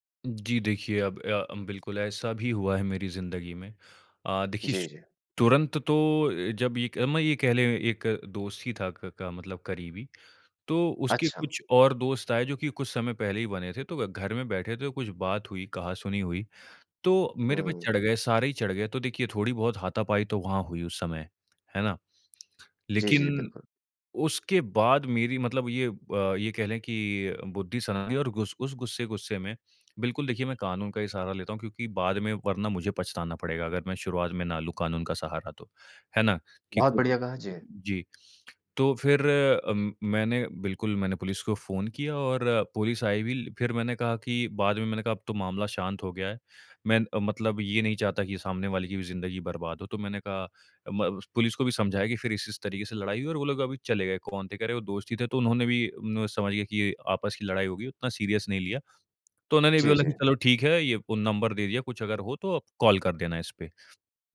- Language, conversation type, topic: Hindi, podcast, कोई बार-बार आपकी हद पार करे तो आप क्या करते हैं?
- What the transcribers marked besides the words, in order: tapping; in English: "सीरियस"